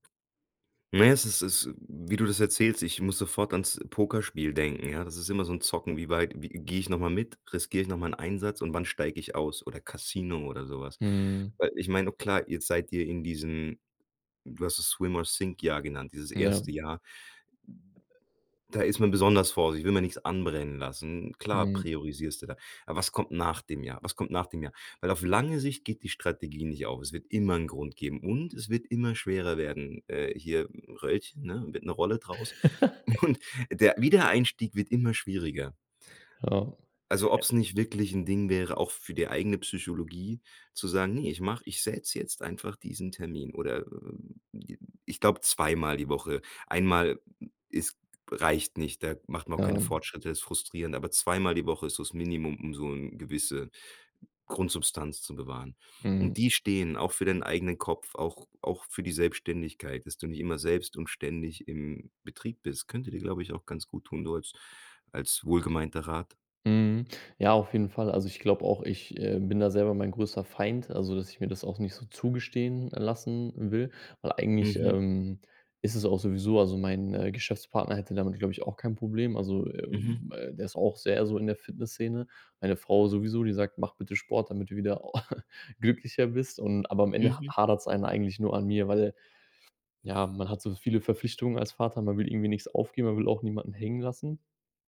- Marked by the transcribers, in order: other background noise; laugh; laughing while speaking: "und"; tapping; chuckle
- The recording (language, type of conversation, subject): German, advice, Wie kann ich mit einem schlechten Gewissen umgehen, wenn ich wegen der Arbeit Trainingseinheiten verpasse?